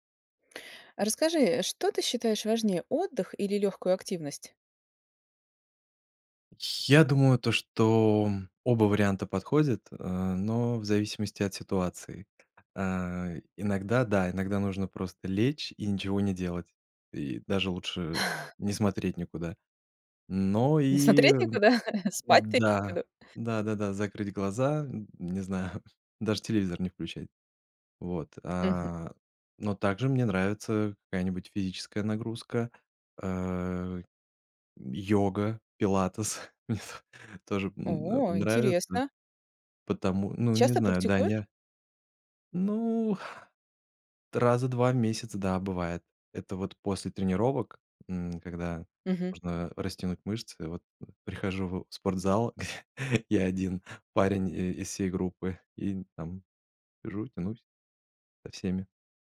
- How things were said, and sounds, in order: tapping; chuckle; chuckle; chuckle; exhale; chuckle
- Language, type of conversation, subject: Russian, podcast, Что для тебя важнее: отдых или лёгкая активность?